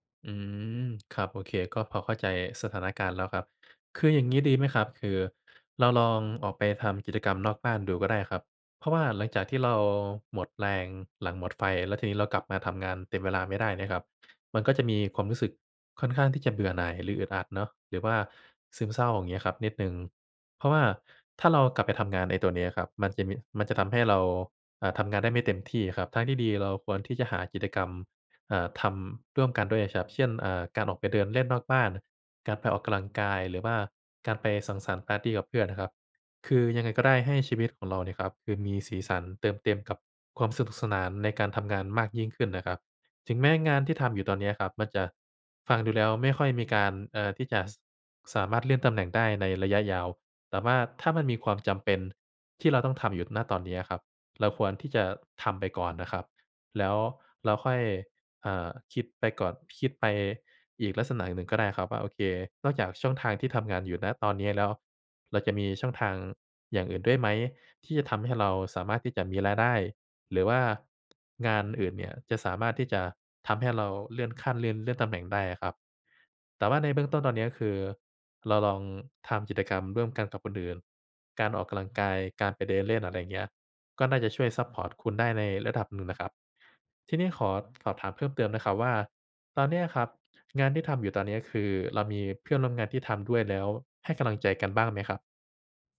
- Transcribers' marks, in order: "ครับ" said as "ชับ"; tapping; other background noise
- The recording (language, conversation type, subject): Thai, advice, หลังจากภาวะหมดไฟ ฉันรู้สึกหมดแรงและกลัวว่าจะกลับไปทำงานเต็มเวลาไม่ได้ ควรทำอย่างไร?